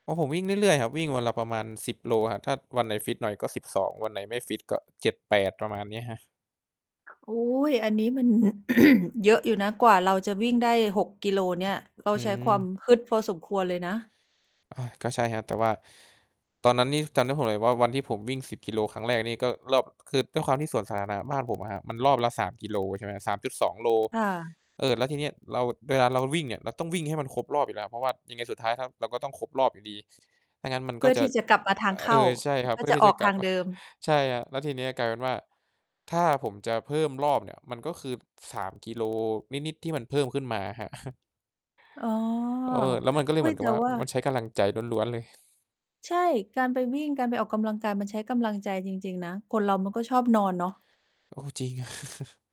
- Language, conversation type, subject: Thai, unstructured, คุณจัดการกับความเครียดจากงานอย่างไร?
- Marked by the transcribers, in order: distorted speech; tapping; throat clearing; static; chuckle; chuckle; chuckle